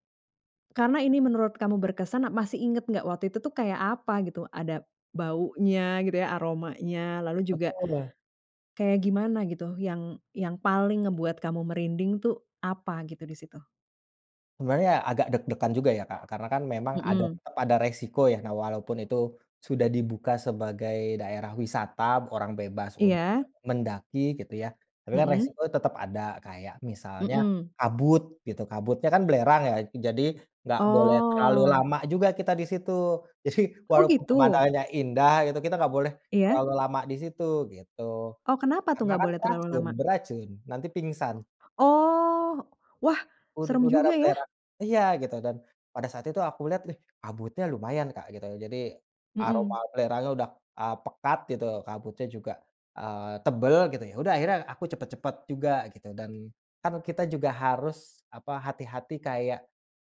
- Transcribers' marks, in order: other background noise; laughing while speaking: "jadi"
- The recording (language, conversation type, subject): Indonesian, podcast, Ceritakan pengalaman paling berkesanmu saat berada di alam?